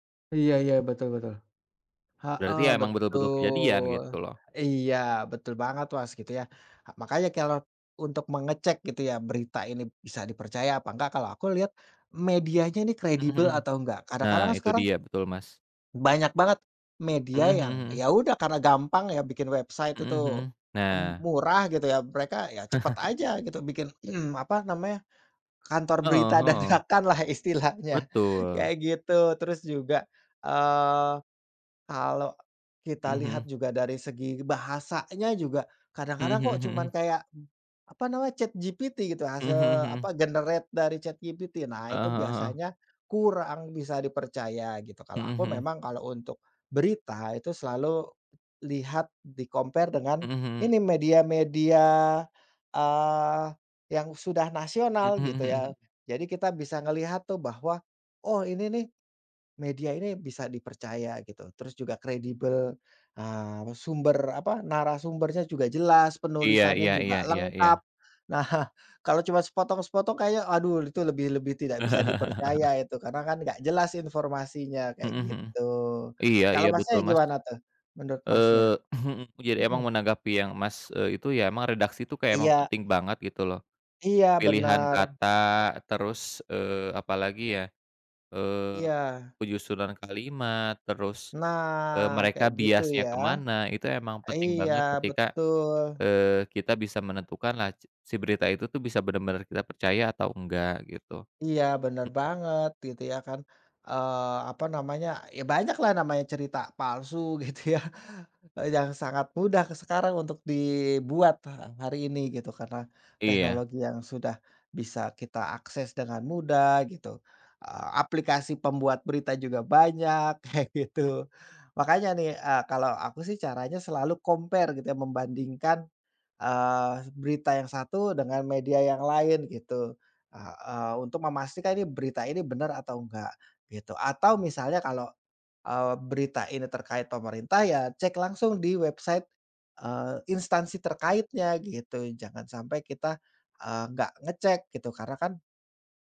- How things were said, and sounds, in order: other background noise; in English: "website"; chuckle; throat clearing; laughing while speaking: "dadakan lah istilahnya"; in English: "generate"; in English: "di-compare"; chuckle; chuckle; throat clearing; other noise; laughing while speaking: "gitu, ya"; in English: "compare"; in English: "website"
- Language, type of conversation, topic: Indonesian, unstructured, Bagaimana cara memilih berita yang tepercaya?